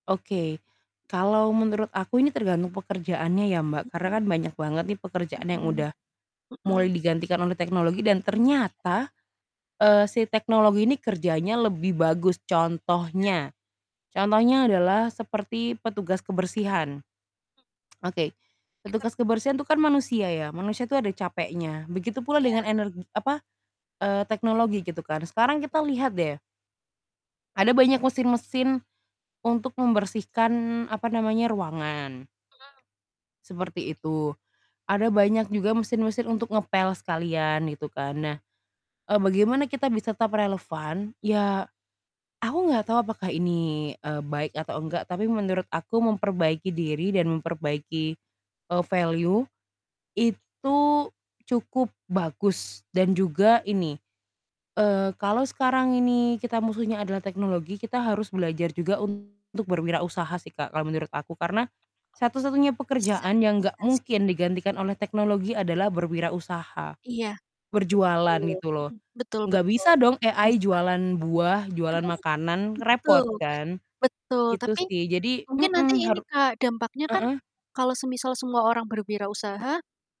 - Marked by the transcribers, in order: static; distorted speech; mechanical hum; tsk; other background noise; tapping; in English: "value"; chuckle; in English: "AI"
- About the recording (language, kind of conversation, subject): Indonesian, unstructured, Apakah kemajuan teknologi membuat pekerjaan manusia semakin tergantikan?